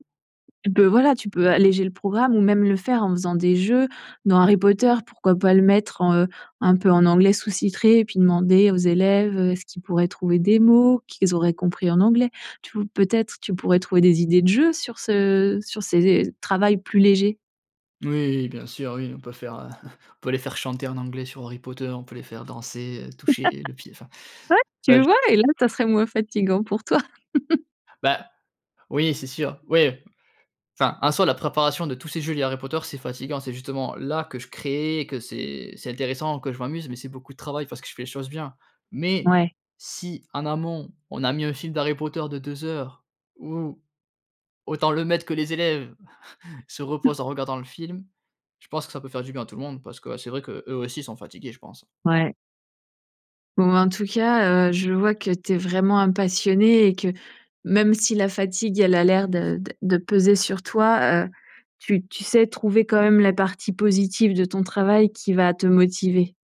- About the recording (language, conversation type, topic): French, advice, Comment décririez-vous votre épuisement émotionnel après de longues heures de travail ?
- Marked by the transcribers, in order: tapping; "sous-titré" said as "sous-citré"; chuckle; laugh; laugh; chuckle